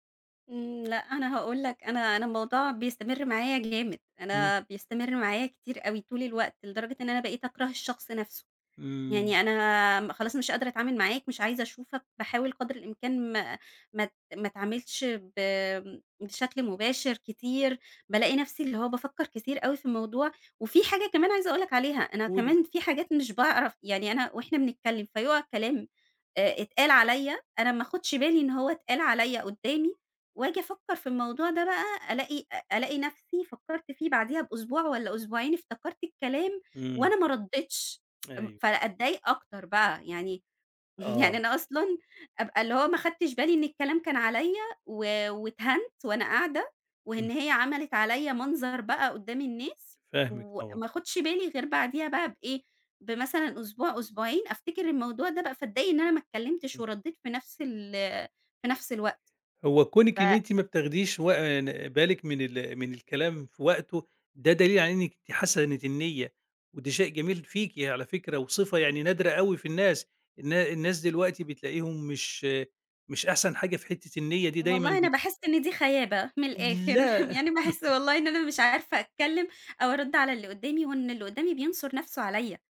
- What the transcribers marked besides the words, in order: tapping; tsk; chuckle; chuckle; laugh
- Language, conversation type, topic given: Arabic, advice, إزاي أقدر أعبّر عن مشاعري من غير ما أكتم الغضب جوايا؟